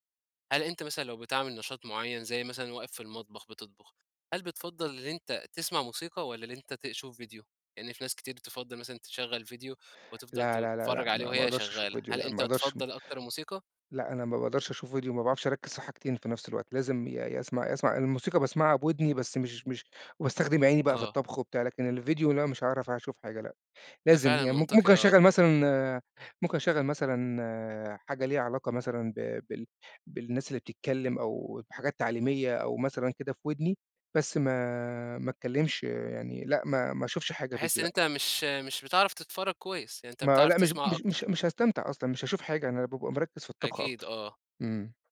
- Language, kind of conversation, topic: Arabic, podcast, إيه هي الأغنية اللي بتحب تشاركها مع العيلة في التجمعات؟
- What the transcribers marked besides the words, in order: none